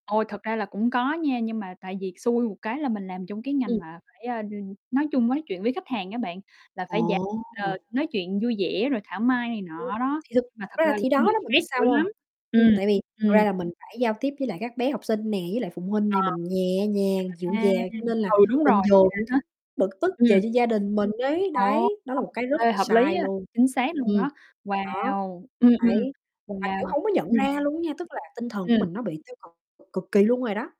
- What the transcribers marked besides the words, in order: other background noise; distorted speech; static; tapping
- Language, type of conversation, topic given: Vietnamese, unstructured, Bạn cảm thấy thế nào khi phải làm việc quá giờ liên tục?